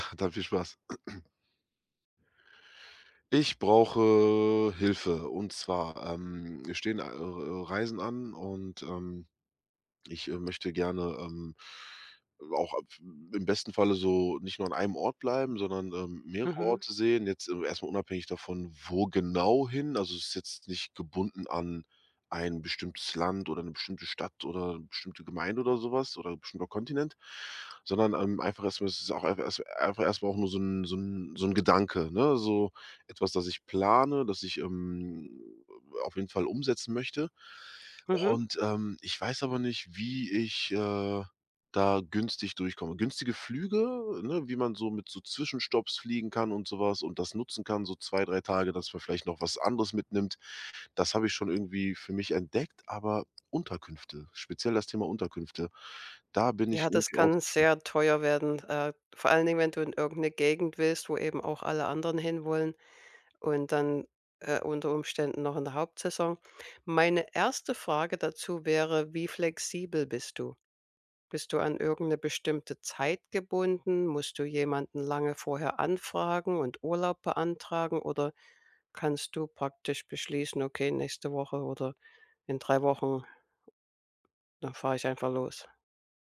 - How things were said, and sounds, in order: unintelligible speech; throat clearing; drawn out: "brauche"; other background noise; drawn out: "ähm"
- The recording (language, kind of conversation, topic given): German, advice, Wie finde ich günstige Unterkünfte und Transportmöglichkeiten für Reisen?